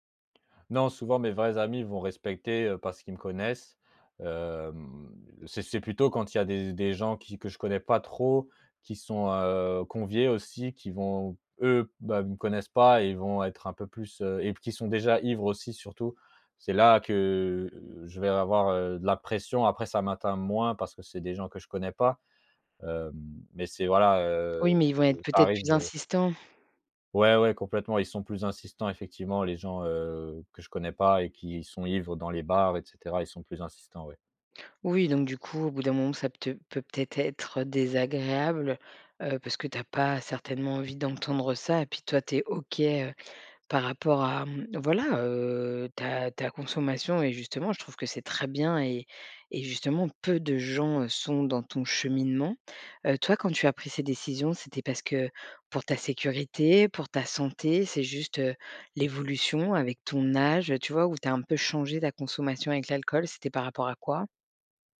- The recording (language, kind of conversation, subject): French, advice, Comment gérer la pression à boire ou à faire la fête pour être accepté ?
- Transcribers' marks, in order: drawn out: "hem"; stressed: "très"; stressed: "peu"